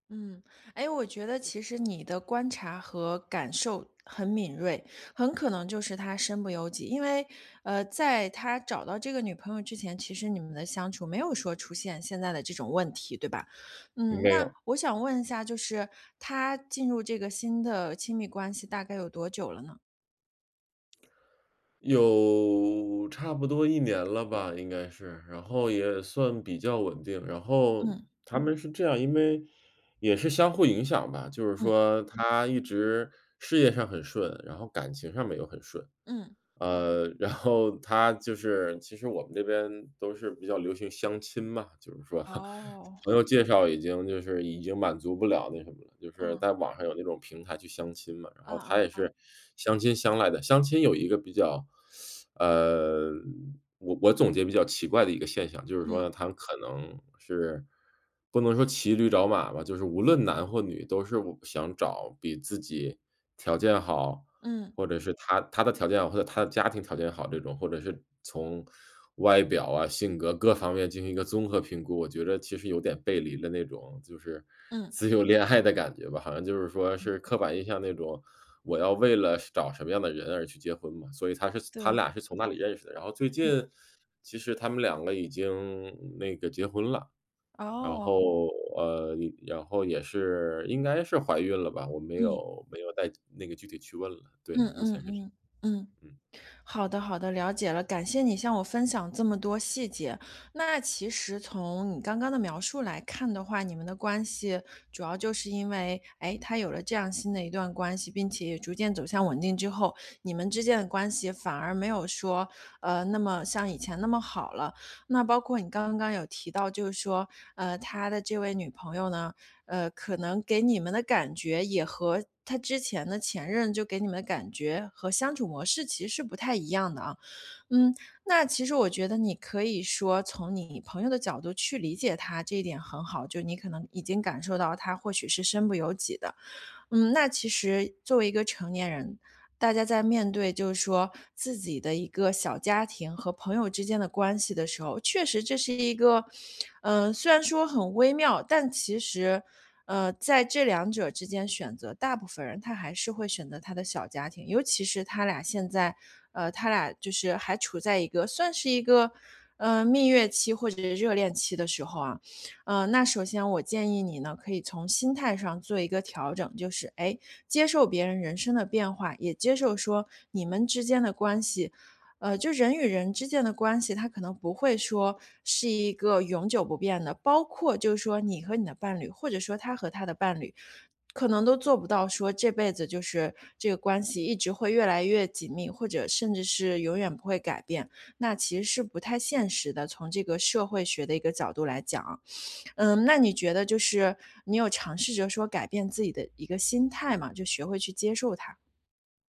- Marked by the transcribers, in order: tapping; laughing while speaking: "然后"; chuckle; teeth sucking; laughing while speaking: "自由恋爱的感觉吧"; other background noise
- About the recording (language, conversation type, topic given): Chinese, advice, 在和朋友的关系里总是我单方面付出，我该怎么办？